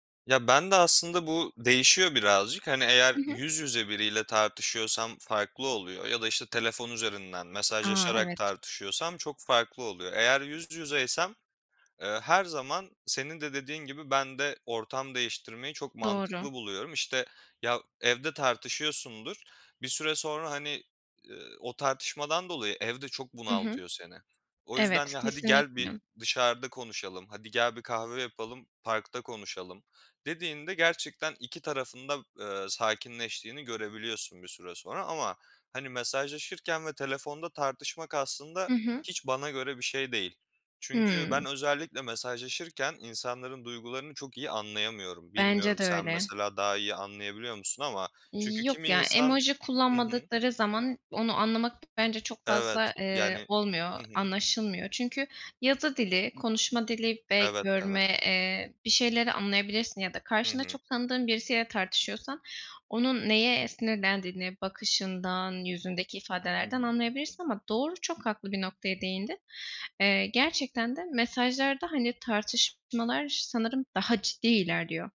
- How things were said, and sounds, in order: tapping; other background noise; background speech
- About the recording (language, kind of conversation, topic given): Turkish, unstructured, Bir tartışmada sakin kalmak neden önemlidir?